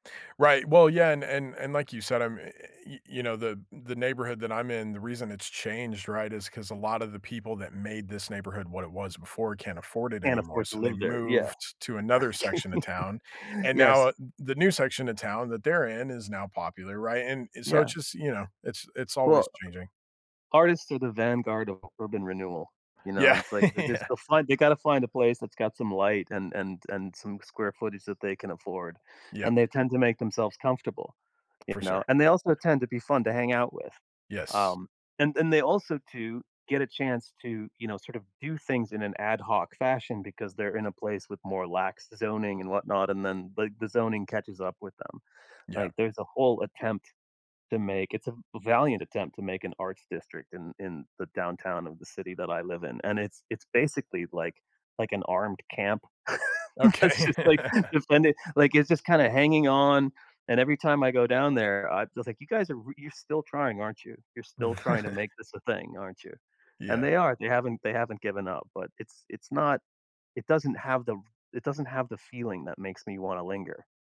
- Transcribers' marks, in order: chuckle; other background noise; chuckle; tapping; chuckle; laugh; laugh
- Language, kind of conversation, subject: English, unstructured, How can I make my neighborhood worth lingering in?
- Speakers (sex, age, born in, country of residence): male, 40-44, United States, United States; male, 50-54, United States, United States